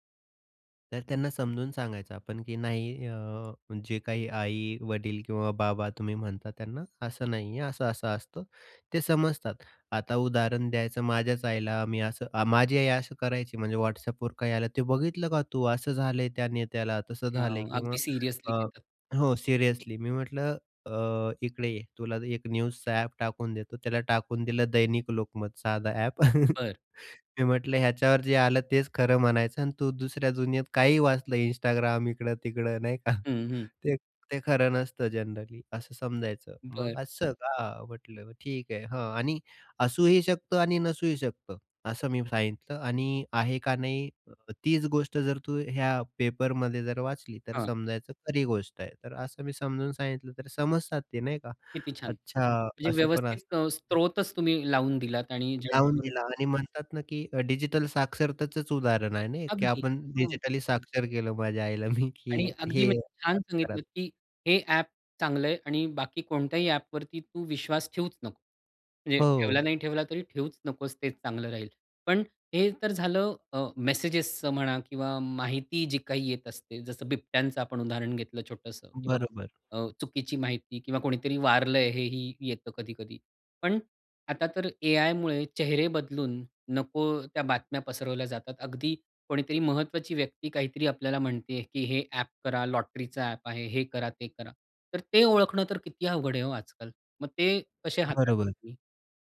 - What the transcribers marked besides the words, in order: tapping; other background noise; other noise; in English: "न्यूजचा"; chuckle; laughing while speaking: "का"; laughing while speaking: "मी"
- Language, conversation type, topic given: Marathi, podcast, फेक न्यूज आणि दिशाभूल करणारी माहिती तुम्ही कशी ओळखता?